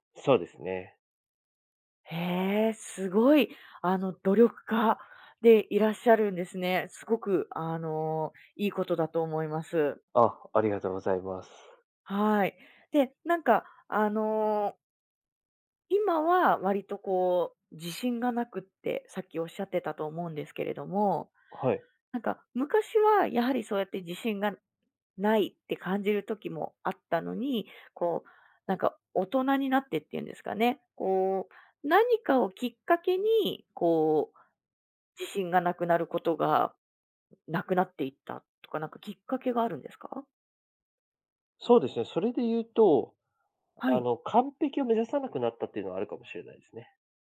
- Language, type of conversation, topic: Japanese, podcast, 自信がないとき、具体的にどんな対策をしていますか?
- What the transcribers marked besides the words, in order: other background noise; other noise